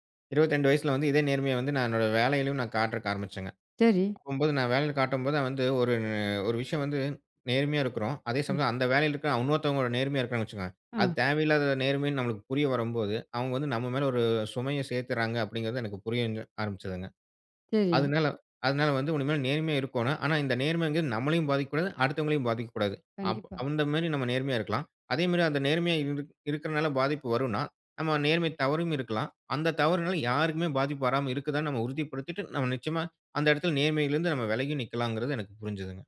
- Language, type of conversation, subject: Tamil, podcast, நேர்மை நம்பிக்கைக்கு எவ்வளவு முக்கியம்?
- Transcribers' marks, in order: none